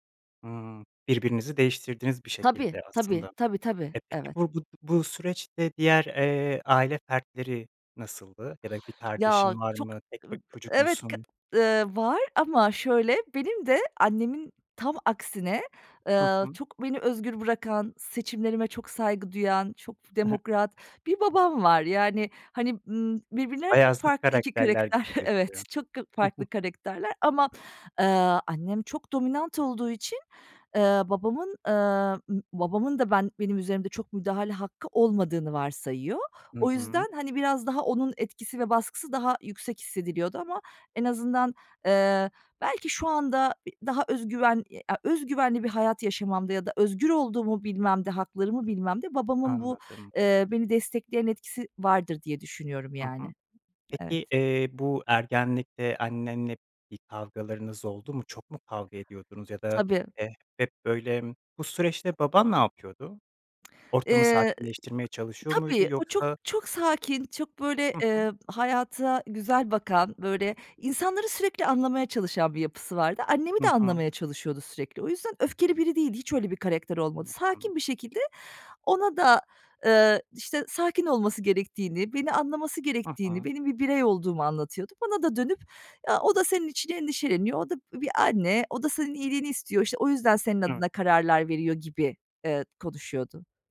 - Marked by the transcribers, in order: other background noise; chuckle; "karakter" said as "karekter"; chuckle; "karakterler" said as "karekterler"; "karakter" said as "karekter"
- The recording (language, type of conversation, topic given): Turkish, podcast, Ailenizin beklentileri seçimlerinizi nasıl etkiledi?